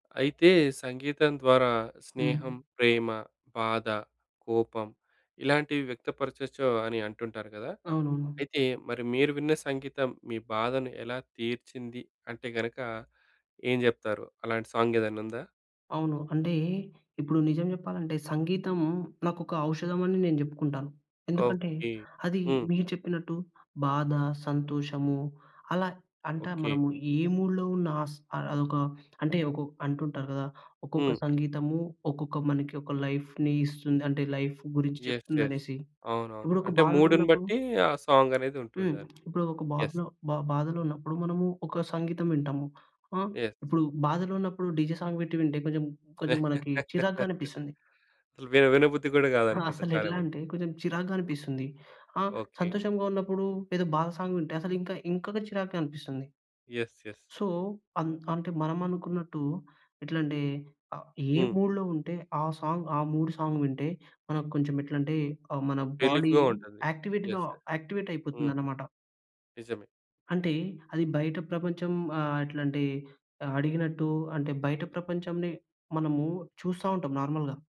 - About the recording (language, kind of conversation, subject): Telugu, podcast, సంగీతం మీ బాధను తగ్గించడంలో ఎలా సహాయపడుతుంది?
- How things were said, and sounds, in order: tapping; in English: "మూడ్‌లో"; in English: "లైఫ్‌ని"; in English: "లైఫ్"; in English: "యెస్. యెస్"; in English: "యెస్"; in English: "యెస్"; in English: "డీజే సాంగ్"; other background noise; laugh; in English: "సాంగ్"; in English: "యెస్. యెస్"; in English: "సో"; in English: "మూడ్‌లో"; in English: "సాంగ్"; in English: "రిలీఫ్‌గా"; in English: "బాడీ యాక్టివేట్‌గా"; in English: "యెస్"; in English: "నార్మల్‌గా"